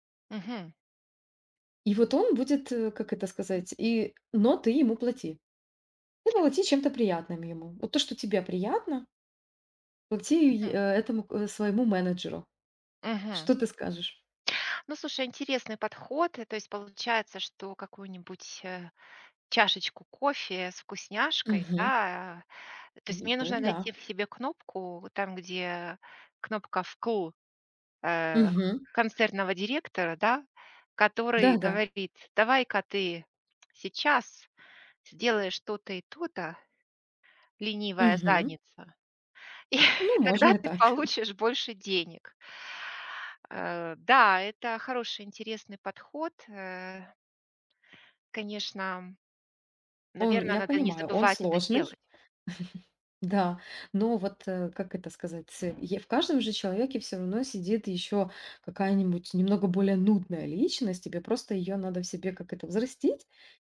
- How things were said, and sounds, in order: other background noise; tapping; chuckle; chuckle
- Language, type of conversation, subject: Russian, advice, Как справиться с постоянной прокрастинацией, из-за которой вы не успеваете вовремя завершать важные дела?